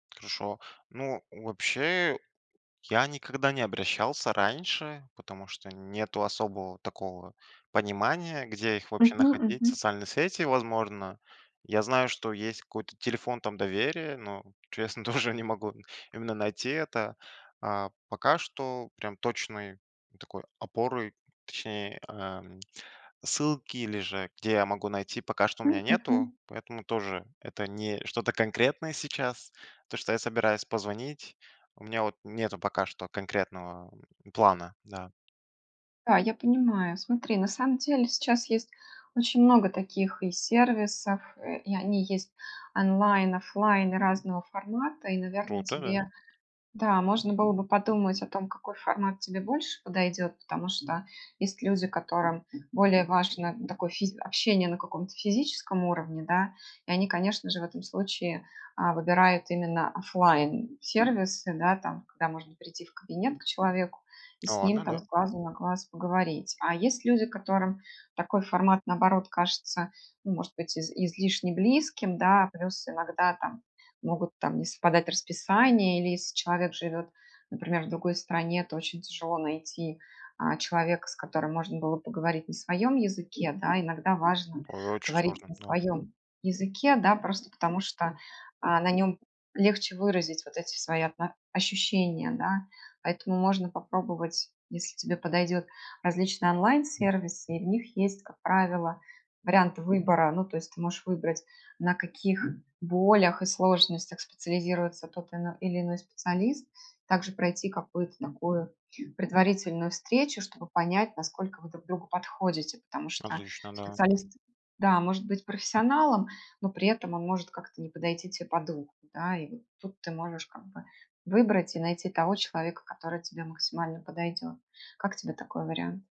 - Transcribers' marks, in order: laughing while speaking: "тоже"; other background noise; tapping
- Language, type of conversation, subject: Russian, advice, Как пережить расставание после долгих отношений или развод?